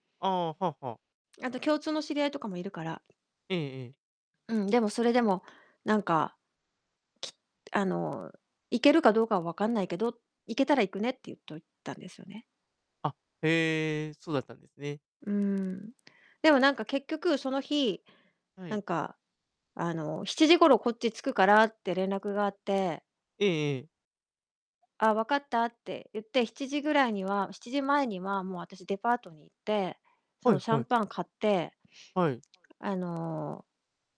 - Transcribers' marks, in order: distorted speech; other background noise
- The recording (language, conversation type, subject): Japanese, advice, 新しい恋に踏み出すのが怖くてデートを断ってしまうのですが、どうしたらいいですか？